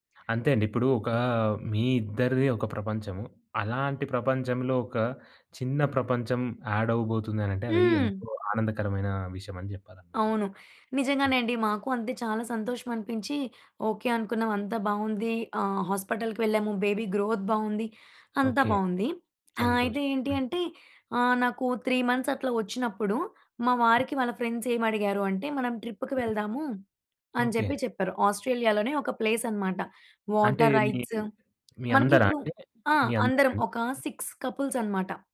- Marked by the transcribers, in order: in English: "బేబీ గ్రోత్"; in English: "త్రీ"; other background noise; in English: "వాటర్ రైట్స్"; tapping; in English: "సిక్స్"
- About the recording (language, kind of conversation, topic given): Telugu, podcast, ఒక పెద్ద తప్పు చేసిన తర్వాత నిన్ను నీవే ఎలా క్షమించుకున్నావు?